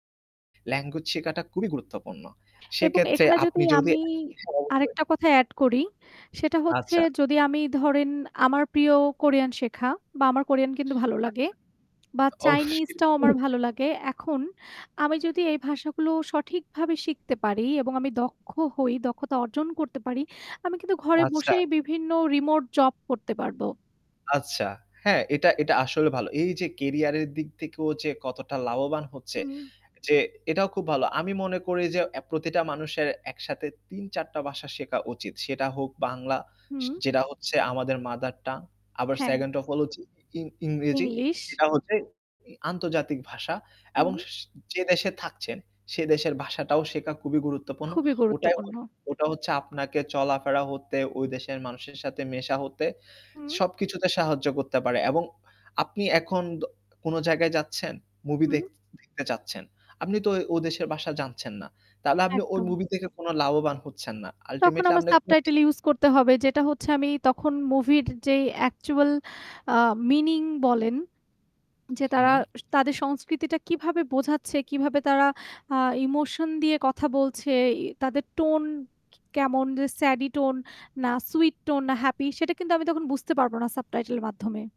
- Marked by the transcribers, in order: other background noise; "শেখাটা খুবই" said as "সেকাটা কুবি"; static; tapping; unintelligible speech; unintelligible speech; inhale
- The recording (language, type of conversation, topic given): Bengali, unstructured, আপনি যদি যেকোনো ভাষা শিখতে পারতেন, তাহলে কোন ভাষা শিখতে চাইতেন?